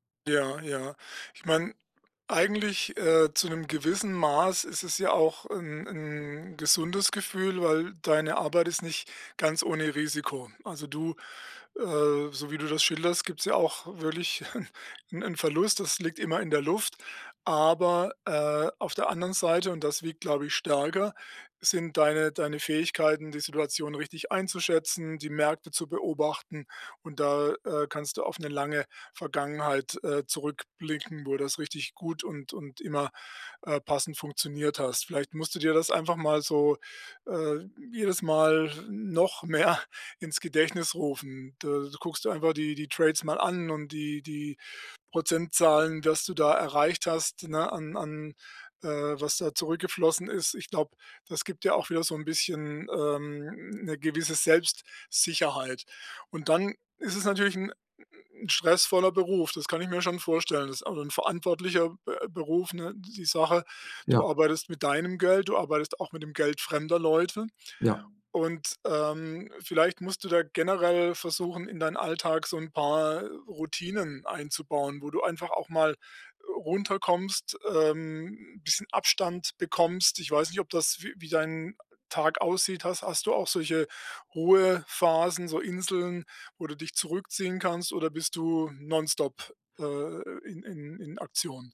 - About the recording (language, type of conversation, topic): German, advice, Wie kann ich besser mit der Angst vor dem Versagen und dem Erwartungsdruck umgehen?
- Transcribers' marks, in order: chuckle; laughing while speaking: "mehr"; other background noise; tapping; in English: "non-stop"